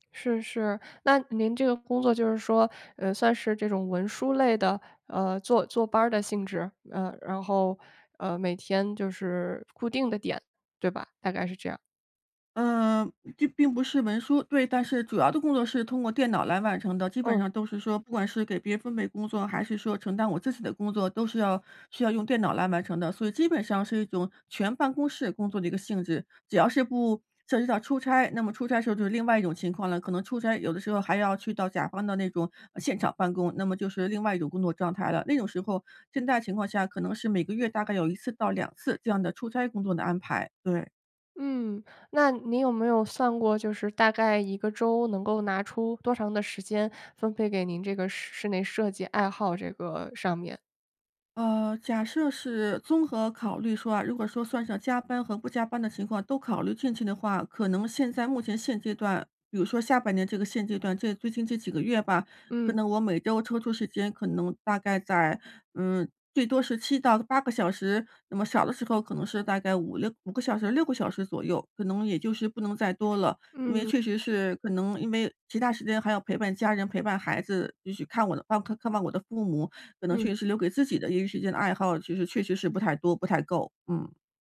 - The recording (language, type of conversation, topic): Chinese, advice, 如何在繁忙的工作中平衡工作与爱好？
- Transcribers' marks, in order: none